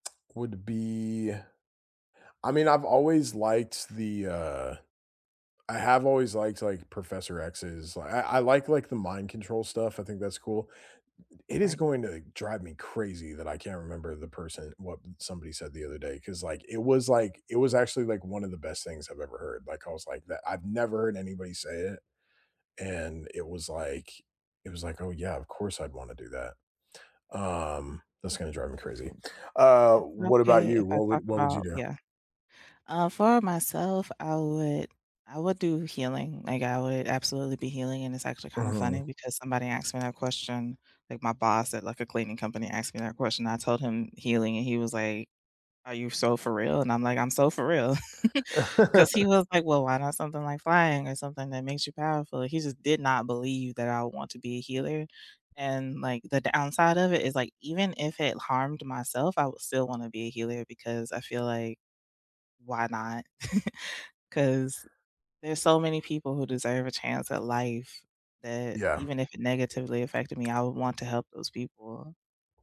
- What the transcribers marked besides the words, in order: drawn out: "be"; other background noise; tapping; laugh; chuckle; chuckle
- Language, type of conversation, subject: English, unstructured, Which fictional world would you love to spend a week in?